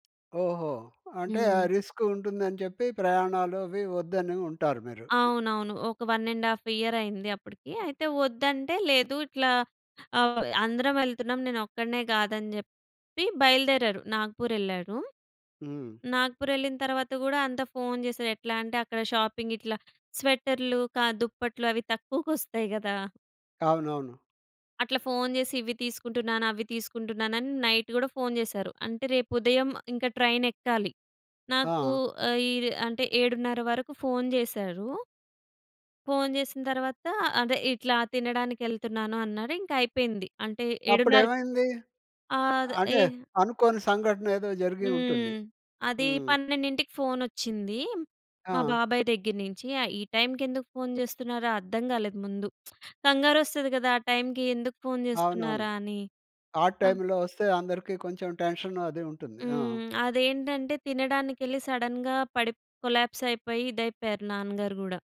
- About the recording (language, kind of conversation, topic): Telugu, podcast, ఎవరైనా మీకు చేసిన చిన్న దయ ఇప్పటికీ గుర్తుండిపోయిందా?
- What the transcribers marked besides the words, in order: in English: "రిస్క్"; in English: "వన్ అండ్ హాఫ్ ఇయర్"; in English: "షాపింగ్"; tapping; in English: "నైట్"; in English: "ట్రైన్"; tsk; in English: "ఆడ్"; in English: "టెన్షన్"; in English: "సడెన్‌గా"; in English: "కొలాప్స్"